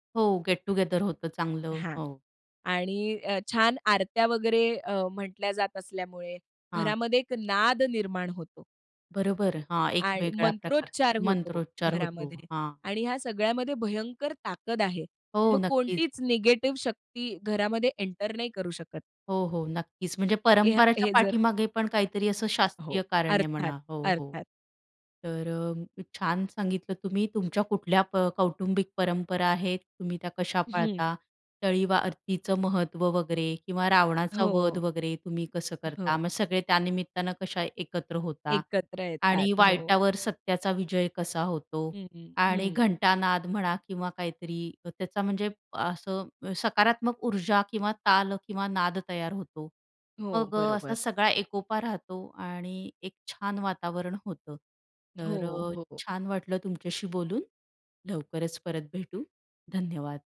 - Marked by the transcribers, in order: in English: "गेट टुगेदर"; tapping; other background noise; other noise
- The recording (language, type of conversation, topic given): Marathi, podcast, तुमच्या कुटुंबातील कोणत्या परंपरा तुम्ही आजही जपता?